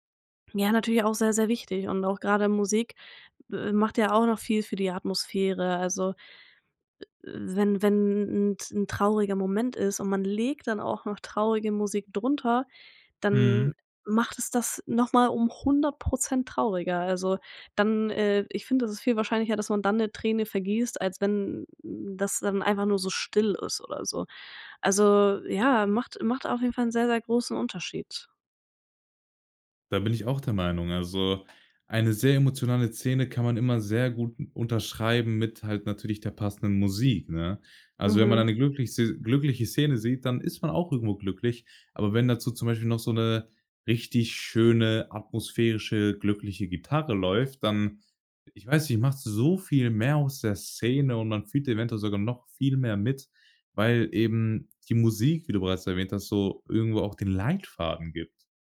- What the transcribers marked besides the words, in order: other background noise; stressed: "so"
- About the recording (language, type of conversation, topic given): German, podcast, Was macht einen Film wirklich emotional?